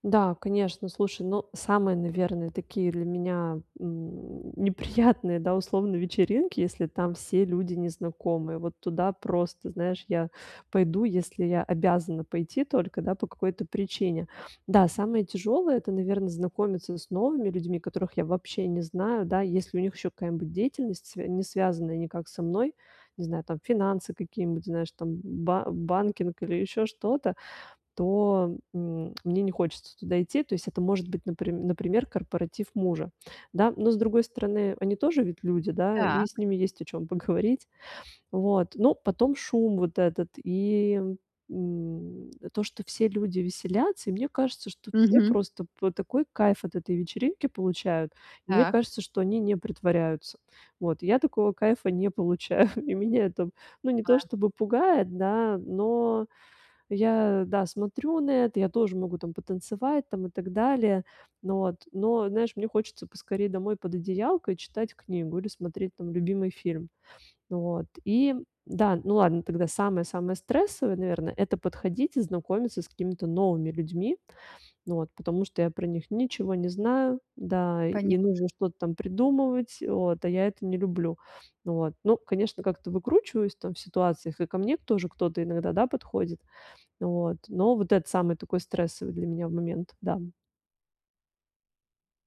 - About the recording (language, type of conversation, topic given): Russian, advice, Как справиться с чувством одиночества и изоляции на мероприятиях?
- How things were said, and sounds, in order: chuckle